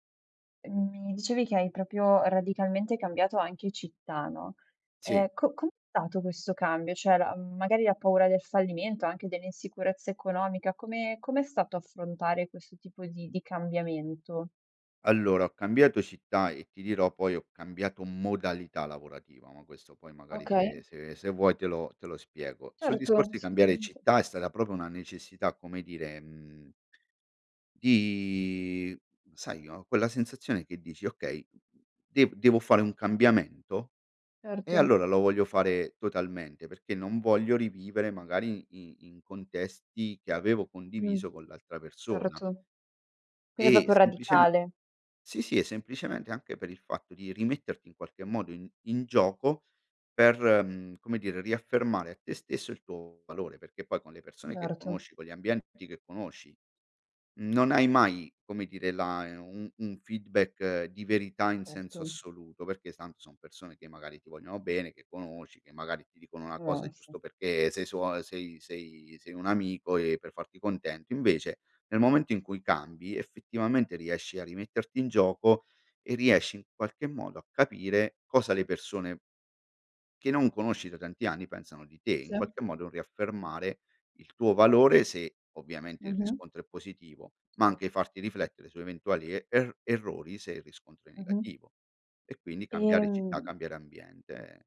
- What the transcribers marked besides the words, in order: "proprio" said as "propio"; "proprio" said as "propio"; other background noise; "Certo" said as "erto"; "Quindi" said as "quini"; "proprio" said as "propio"; in English: "feedback"
- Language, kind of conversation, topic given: Italian, podcast, Quali paure hai affrontato nel reinventare te stesso?